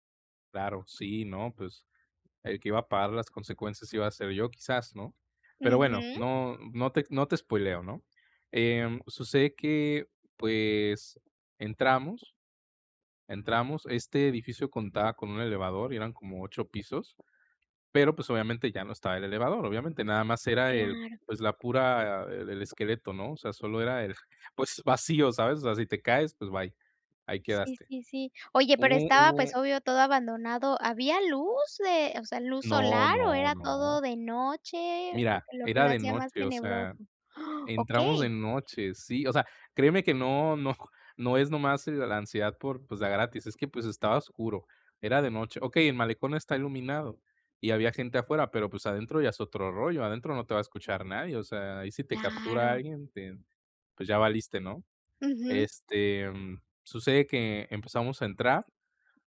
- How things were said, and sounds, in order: other background noise; tapping; gasp; laughing while speaking: "no"
- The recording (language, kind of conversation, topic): Spanish, advice, ¿Cómo puedo manejar la ansiedad al explorar lugares nuevos?